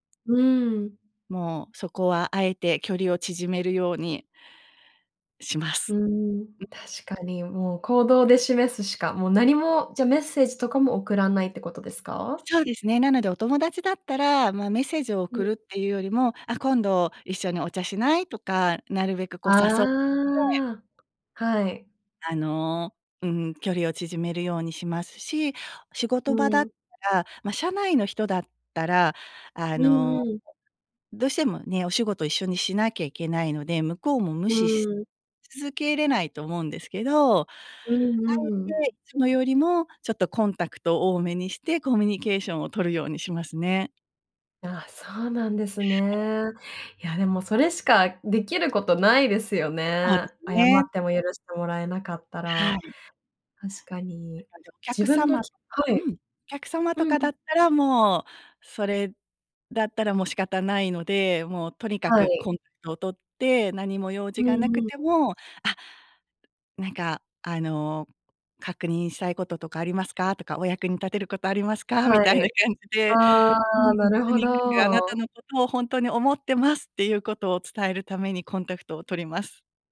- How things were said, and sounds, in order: other noise
- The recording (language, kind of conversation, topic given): Japanese, podcast, うまく謝るために心がけていることは？